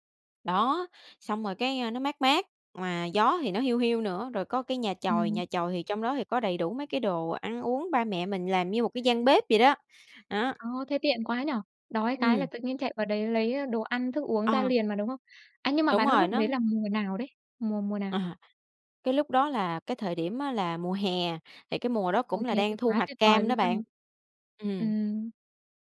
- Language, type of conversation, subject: Vietnamese, podcast, Bạn có thể kể về một lần bạn tìm được một nơi yên tĩnh để ngồi lại và suy nghĩ không?
- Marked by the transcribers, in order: none